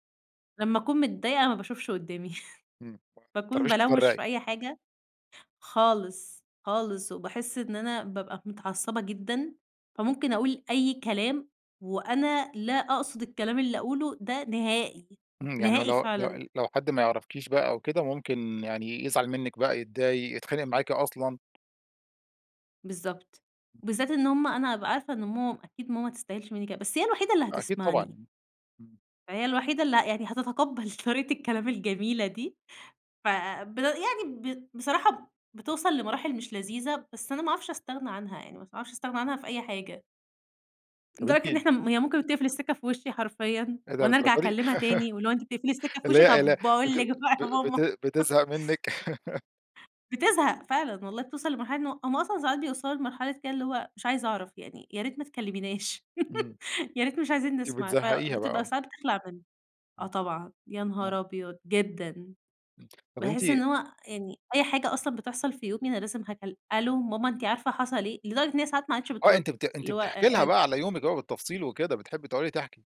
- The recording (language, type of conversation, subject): Arabic, podcast, إزاي بتتكلم مع أهلك لما بتكون مضايق؟
- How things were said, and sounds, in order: chuckle; tapping; unintelligible speech; laughing while speaking: "طريقة الكلام الجميلة دي"; chuckle; laughing while speaking: "طب باقول لِك بقى يا ماما"; laugh; chuckle; laugh; unintelligible speech